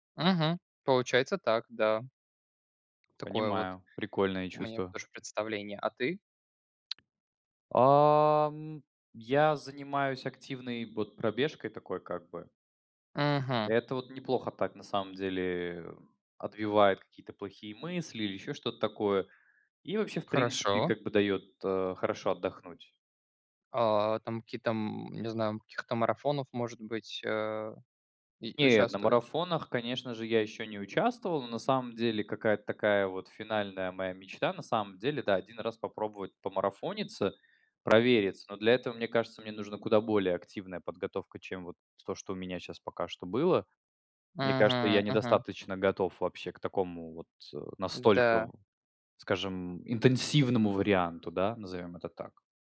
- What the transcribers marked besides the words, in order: none
- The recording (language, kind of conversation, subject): Russian, unstructured, Какие простые способы расслабиться вы знаете и используете?